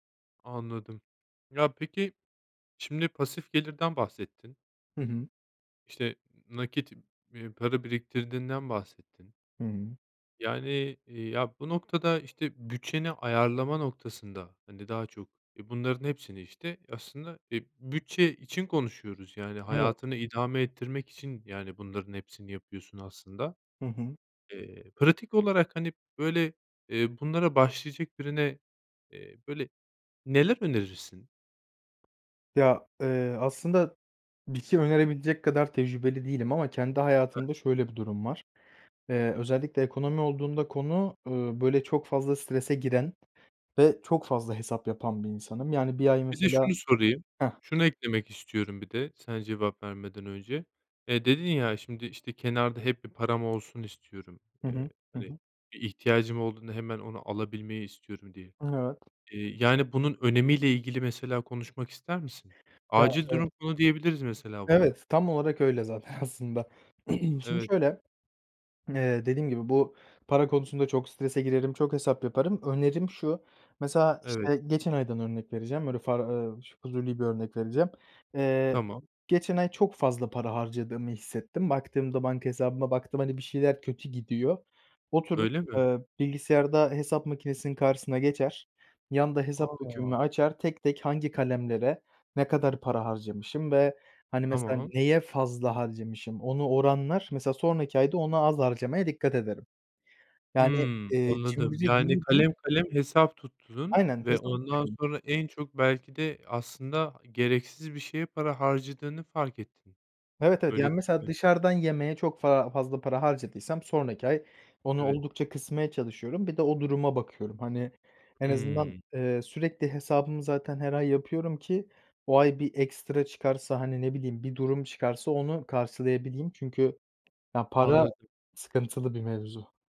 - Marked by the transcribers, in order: other background noise; unintelligible speech; tapping; laughing while speaking: "aslında"; throat clearing; swallow
- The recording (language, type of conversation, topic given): Turkish, podcast, Para biriktirmeyi mi, harcamayı mı yoksa yatırım yapmayı mı tercih edersin?